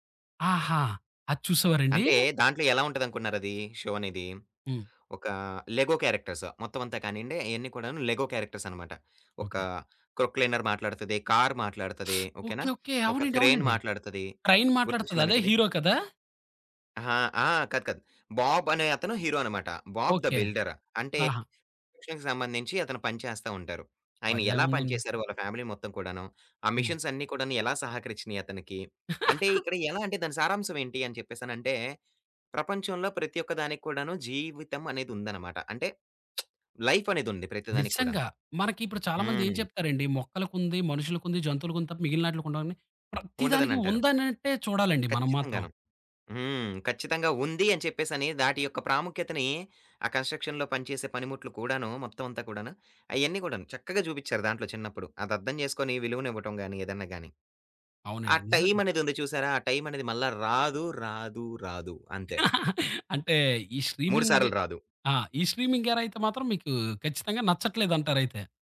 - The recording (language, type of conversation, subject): Telugu, podcast, స్ట్రీమింగ్ యుగంలో మీ అభిరుచిలో ఎలాంటి మార్పు వచ్చింది?
- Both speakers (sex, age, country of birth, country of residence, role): male, 25-29, India, Finland, guest; male, 30-34, India, India, host
- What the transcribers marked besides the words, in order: in English: "షో"; in English: "లెగో క్యారెక్టర్స్"; in English: "లెగో"; teeth sucking; in English: "ట్రైన్"; in English: "కన్‌స్ట్రక్షన్‌కి"; in English: "మిషిన్స్"; chuckle; lip smack; in English: "లైఫ్"; other background noise; in English: "కన్‌స్ట్రక్షన్‌లో"; chuckle; in English: "స్ట్రీమింగ్"; in English: "స్ట్రీమింగ్"